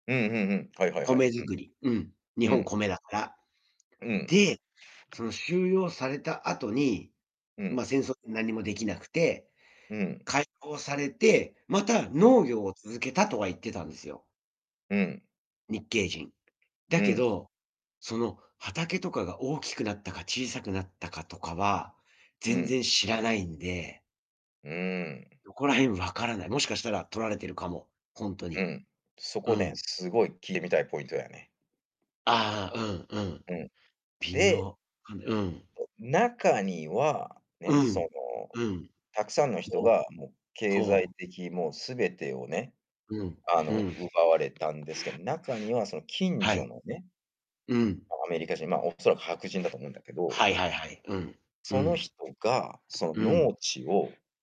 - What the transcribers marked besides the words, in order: distorted speech; static
- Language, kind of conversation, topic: Japanese, unstructured, 歴史上の英雄が実は悪人だったと分かったら、あなたはどう感じますか？